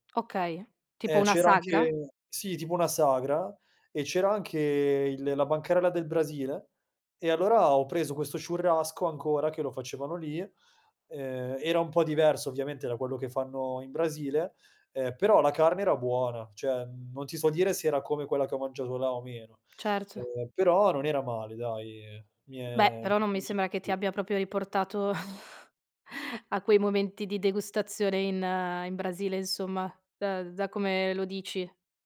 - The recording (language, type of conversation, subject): Italian, podcast, Hai mai partecipato a una cena in una famiglia locale?
- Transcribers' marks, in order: in Portuguese: "churrasco"; chuckle